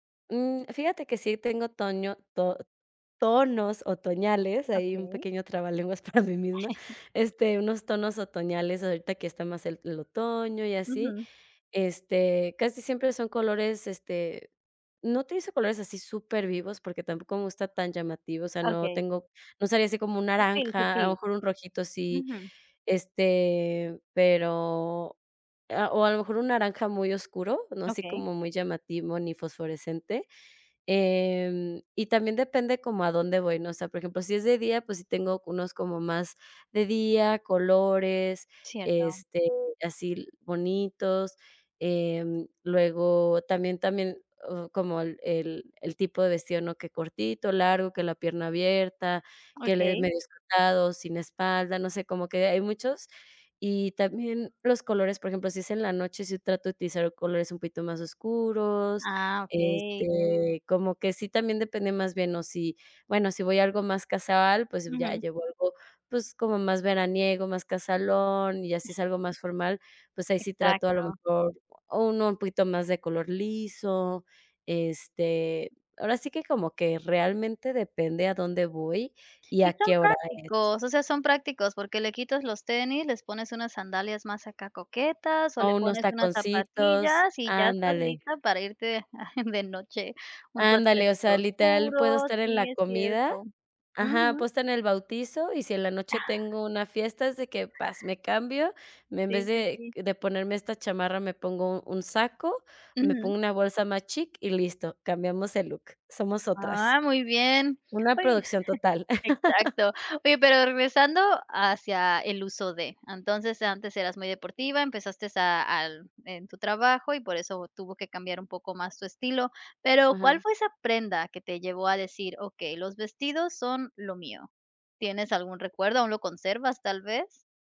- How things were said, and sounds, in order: chuckle; "casualón" said as "casalón"; other noise; chuckle; chuckle; laugh
- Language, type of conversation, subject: Spanish, podcast, ¿Cómo describirías tu estilo personal?